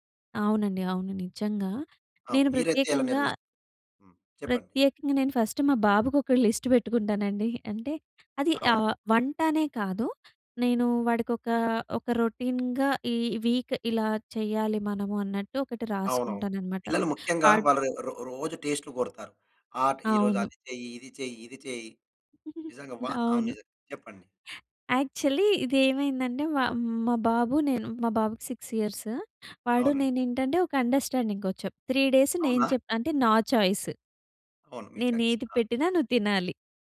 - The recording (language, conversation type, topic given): Telugu, podcast, నీ చేయాల్సిన పనుల జాబితాను నీవు ఎలా నిర్వహిస్తావు?
- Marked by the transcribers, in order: in English: "ఫస్ట్"; in English: "లిస్ట్"; horn; in English: "రొటీన్‌గా"; in English: "వీక్"; giggle; in English: "యాక్చువలీ"; other background noise; in English: "సిక్స్ ఇయర్స్"; in English: "అం‌డ‌ర్‌స్టాం‌డింగ్‌కి"; in English: "త్రీ డేస్"; in English: "చాయిస్"; in English: "చాయ్స్. ఆ!"